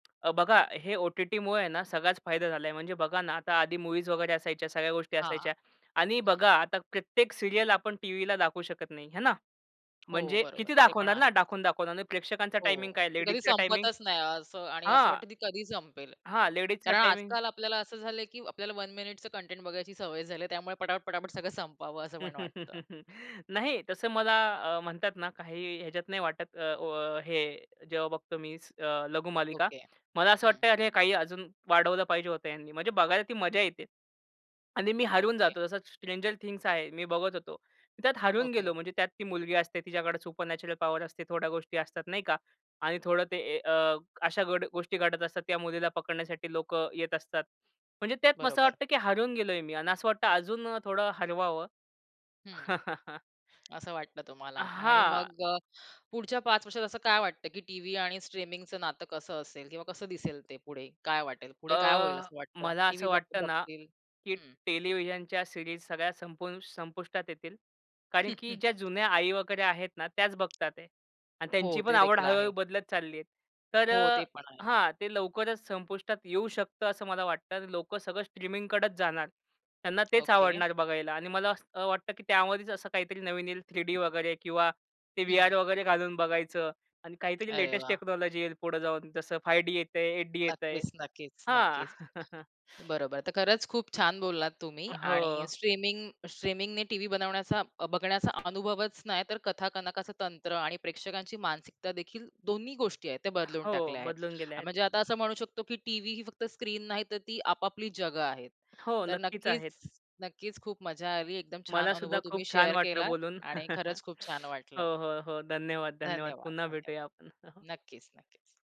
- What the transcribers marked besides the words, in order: tapping; in English: "सीरियल"; other background noise; chuckle; in English: "सुपर नॅचरल पॉवर"; chuckle; in English: "सीरीज"; chuckle; in English: "टेक्नॉलॉजी"; chuckle; in English: "शेअर"; chuckle; chuckle
- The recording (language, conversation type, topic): Marathi, podcast, स्ट्रीमिंगमुळे टीव्ही पाहण्याचा अनुभव कसा बदलला आहे?